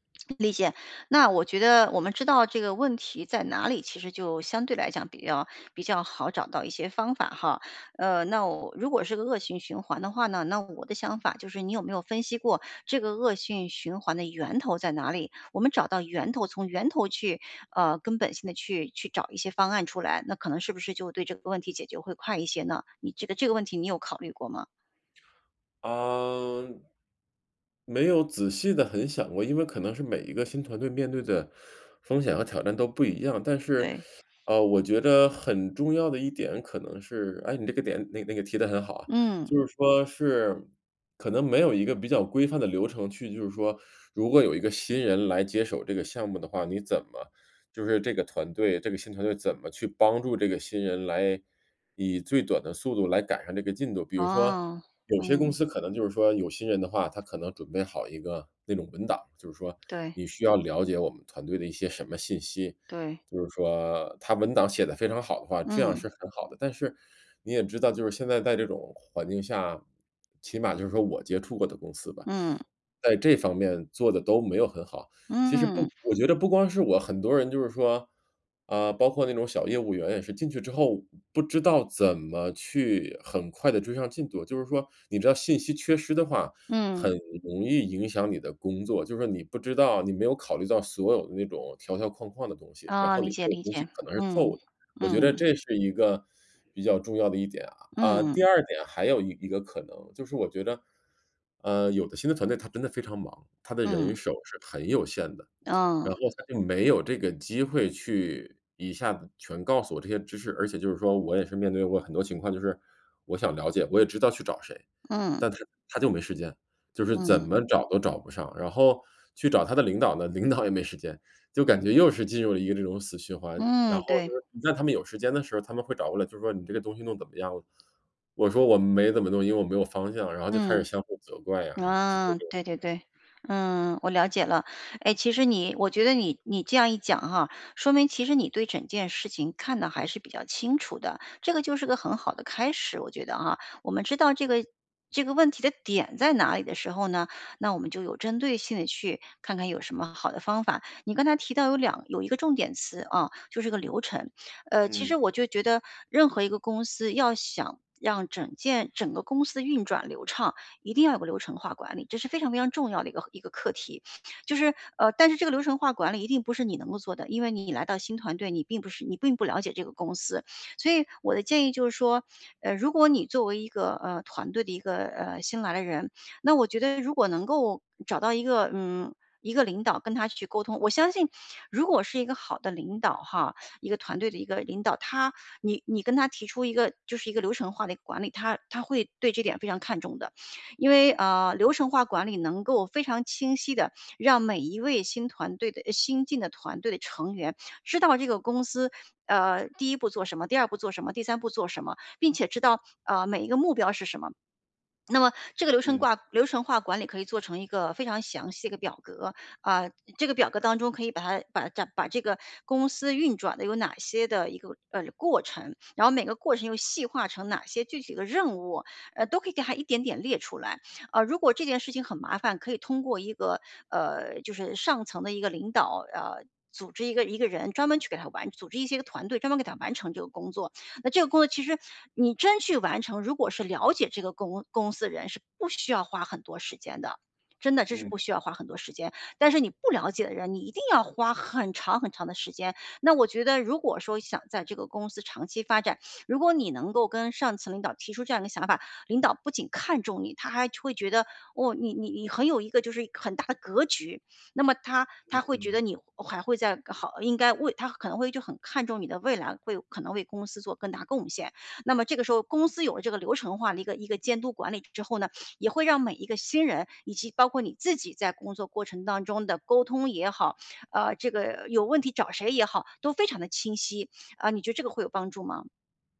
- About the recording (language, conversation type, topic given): Chinese, advice, 我们团队沟通不顺、缺乏信任，应该如何改善？
- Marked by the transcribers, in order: inhale; other background noise; inhale; lip smack; laughing while speaking: "也"; stressed: "点"; swallow